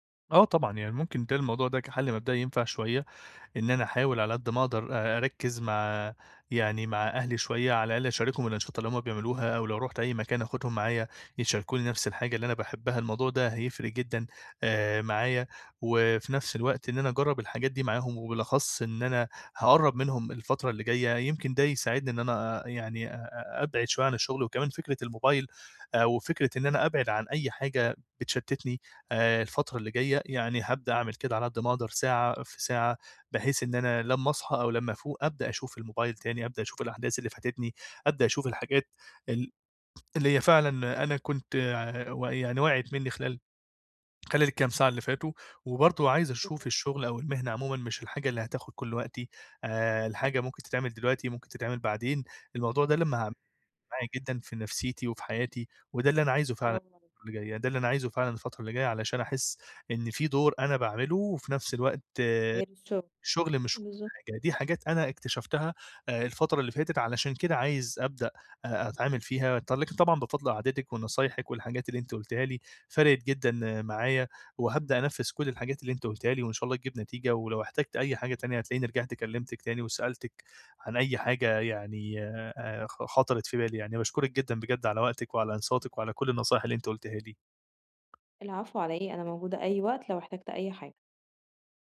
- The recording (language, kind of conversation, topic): Arabic, advice, إزاي أتعرف على نفسي وأبني هويتي بعيد عن شغلي؟
- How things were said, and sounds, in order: tapping; unintelligible speech; unintelligible speech